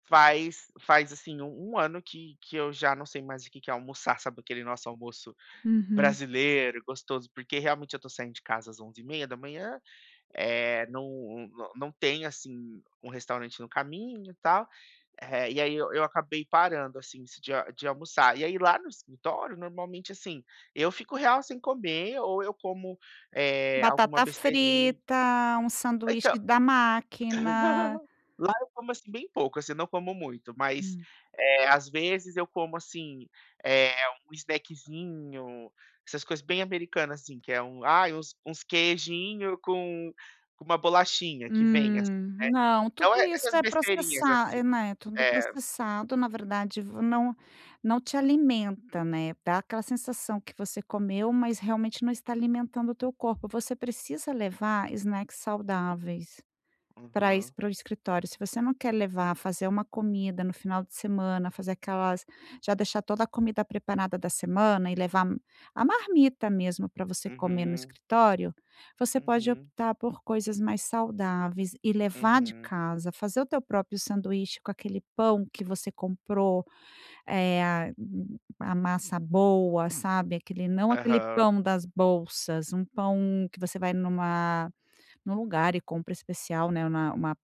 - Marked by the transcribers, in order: laugh
- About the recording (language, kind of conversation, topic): Portuguese, advice, Como posso reconhecer a diferença entre fome emocional e fome física?